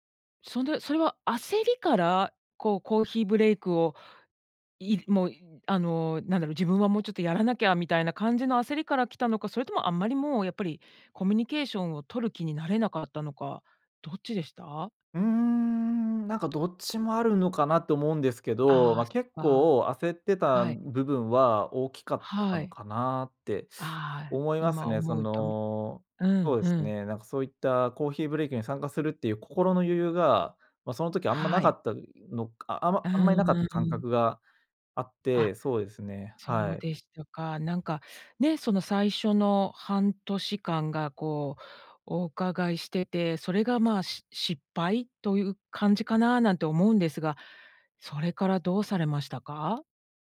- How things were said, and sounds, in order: none
- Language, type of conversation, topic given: Japanese, podcast, 失敗からどのようなことを学びましたか？